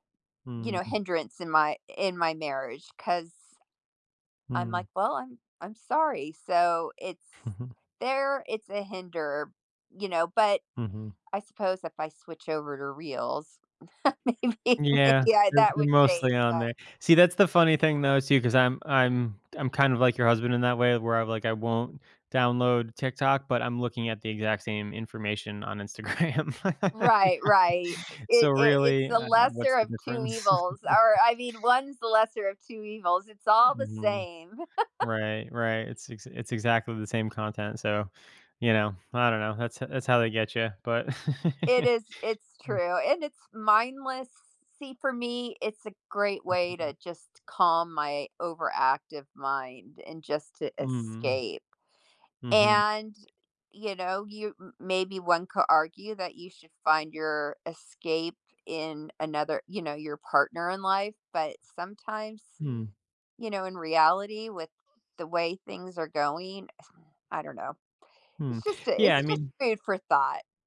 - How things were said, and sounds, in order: other background noise; chuckle; laughing while speaking: "maybe"; laughing while speaking: "Instagram"; background speech; laugh; chuckle; laugh; chuckle; sigh
- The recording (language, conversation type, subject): English, unstructured, How does the internet shape the way we connect and disconnect with others in our relationships?
- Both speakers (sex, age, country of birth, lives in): female, 55-59, United States, United States; male, 35-39, United States, United States